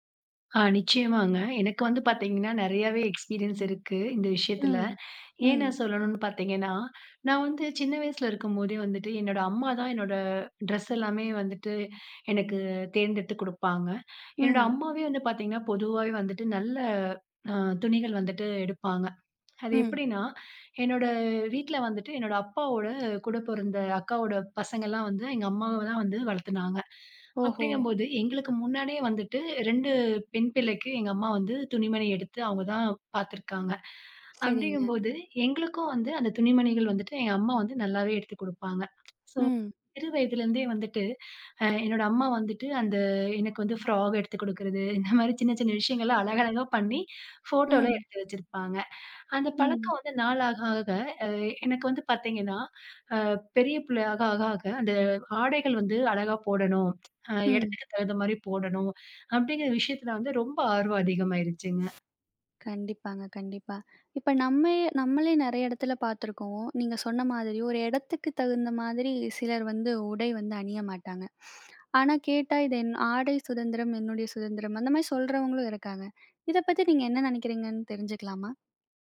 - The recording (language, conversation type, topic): Tamil, podcast, உங்கள் ஆடைகள் உங்கள் தன்னம்பிக்கையை எப்படிப் பாதிக்கிறது என்று நீங்கள் நினைக்கிறீர்களா?
- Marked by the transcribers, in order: in English: "எக்ஸ்பீரியன்ஸ்"; laugh; other noise; chuckle; tsk